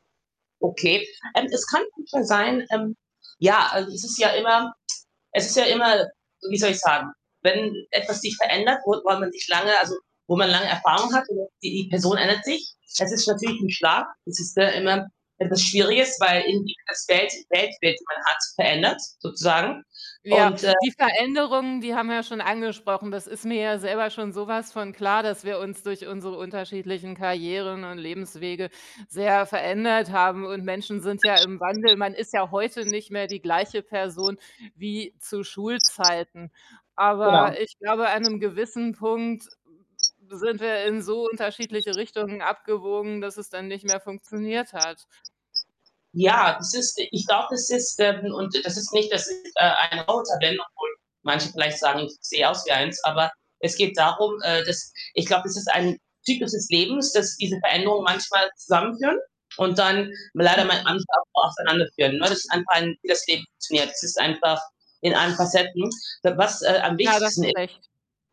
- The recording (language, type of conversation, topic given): German, advice, Wie kann ich das plötzliche Ende einer engen Freundschaft verarbeiten und mit Trauer und Wut umgehen?
- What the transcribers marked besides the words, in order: distorted speech; other background noise; unintelligible speech; unintelligible speech; unintelligible speech; unintelligible speech